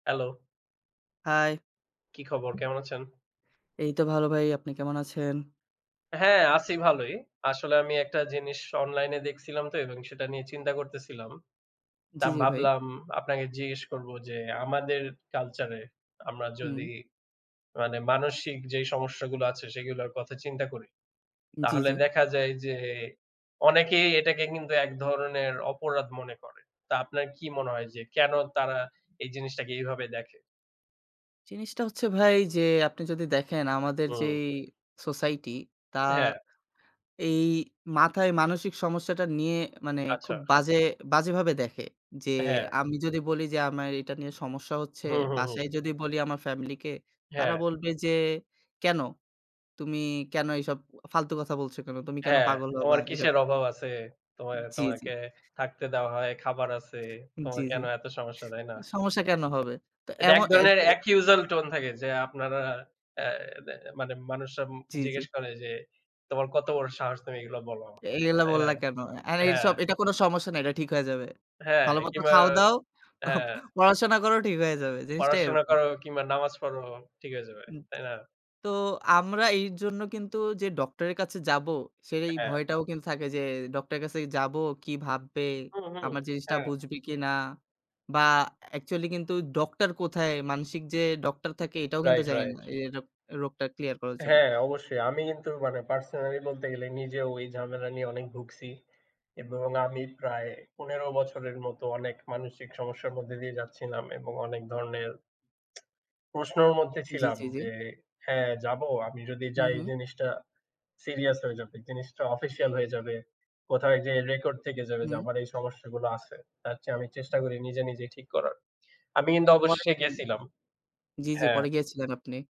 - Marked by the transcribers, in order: other background noise; in English: "accusal"; chuckle; in English: "official"; in English: "Record"
- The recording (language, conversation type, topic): Bengali, unstructured, কেন মানসিক রোগকে এখনও অনেক সময় অপরাধ বলে মনে করা হয়?